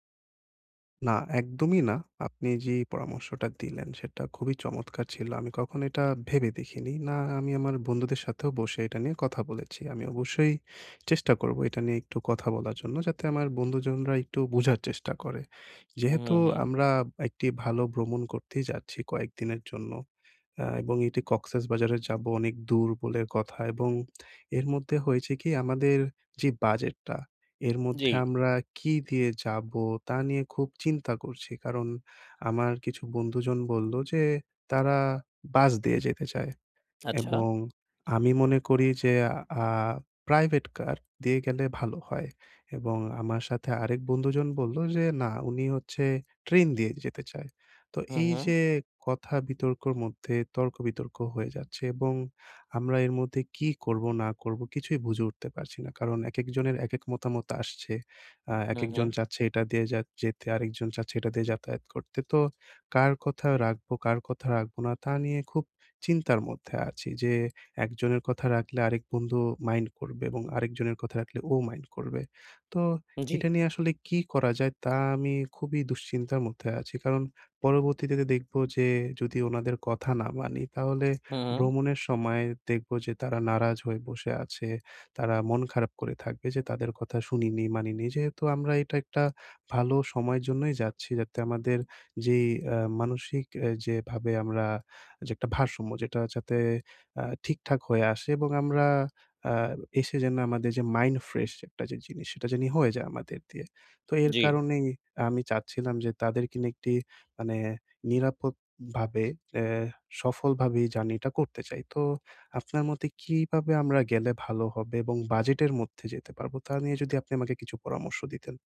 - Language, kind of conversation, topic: Bengali, advice, ভ্রমণ পরিকল্পনা ও প্রস্তুতি
- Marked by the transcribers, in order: tapping; other background noise